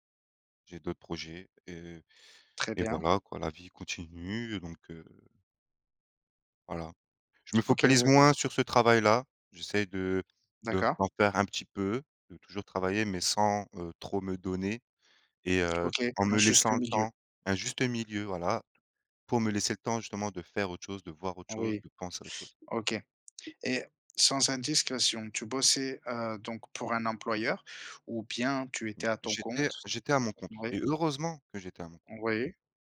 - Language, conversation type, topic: French, unstructured, Qu’est-ce qui te rend triste dans ta vie professionnelle ?
- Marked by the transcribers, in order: none